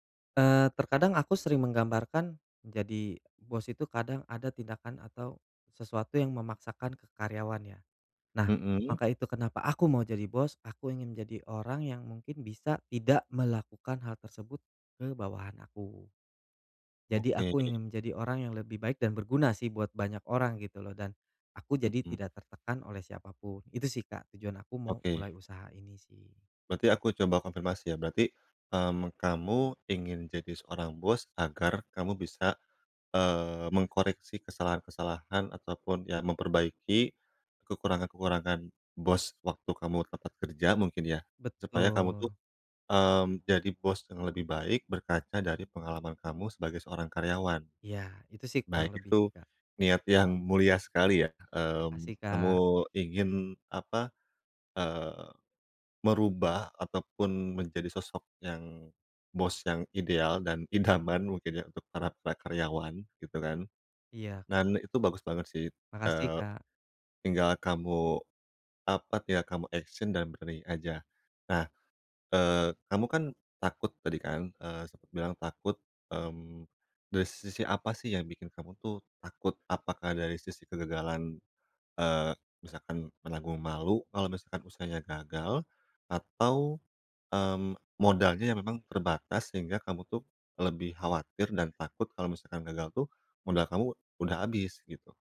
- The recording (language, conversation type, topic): Indonesian, advice, Bagaimana cara mengurangi rasa takut gagal dalam hidup sehari-hari?
- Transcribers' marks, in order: other background noise; tapping; laughing while speaking: "idaman"; in English: "action"; "dari" said as "das"